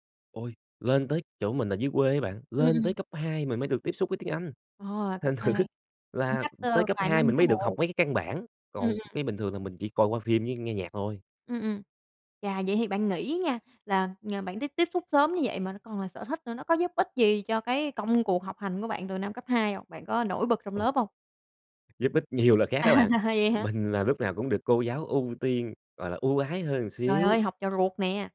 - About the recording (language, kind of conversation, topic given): Vietnamese, podcast, Bạn nghĩ những sở thích hồi nhỏ đã ảnh hưởng đến con người bạn bây giờ như thế nào?
- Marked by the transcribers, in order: laughing while speaking: "Thành thử"; other noise; tapping; other background noise; laughing while speaking: "nhiều"; laughing while speaking: "À"; "một" said as "ừn"